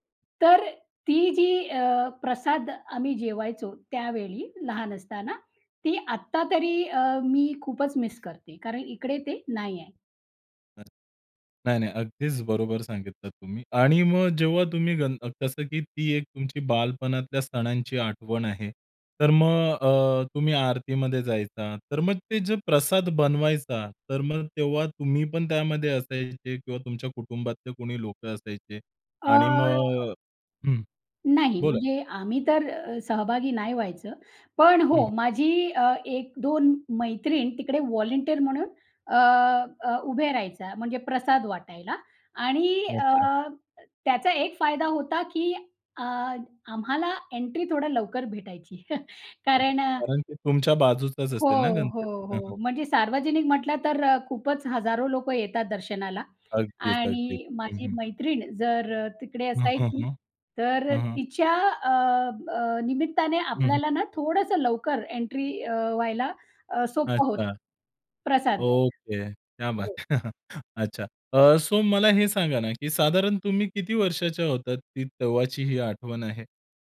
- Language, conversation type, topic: Marathi, podcast, बालपणीचा एखादा सण साजरा करताना तुम्हाला सर्वात जास्त कोणती आठवण आठवते?
- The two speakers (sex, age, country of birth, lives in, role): female, 35-39, India, India, guest; male, 30-34, India, India, host
- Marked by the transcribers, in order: other noise; chuckle; tapping; other background noise; in Hindi: "क्या बात है!"; chuckle; in English: "सो"